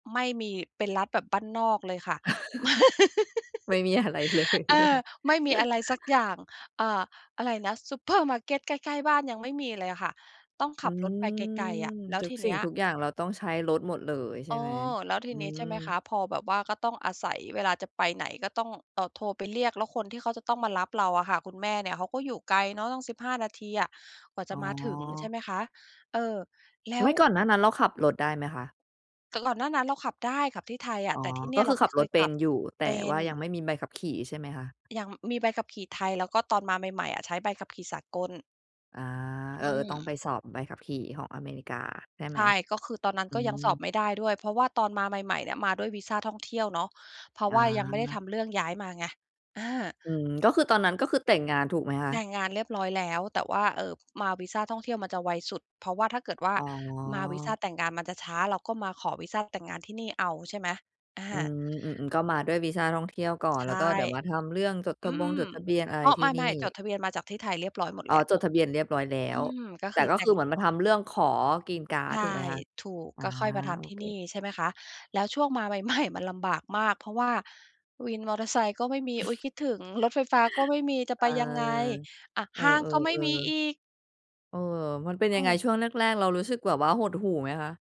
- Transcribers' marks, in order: chuckle; laughing while speaking: "ไม่มีอะไรเลย ใช่ไหม ?"; laughing while speaking: "ไม่"; laugh; chuckle; tapping; laughing while speaking: "ใหม่ ๆ"; other noise
- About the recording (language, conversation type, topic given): Thai, podcast, การปรับตัวในที่ใหม่ คุณทำยังไงให้รอด?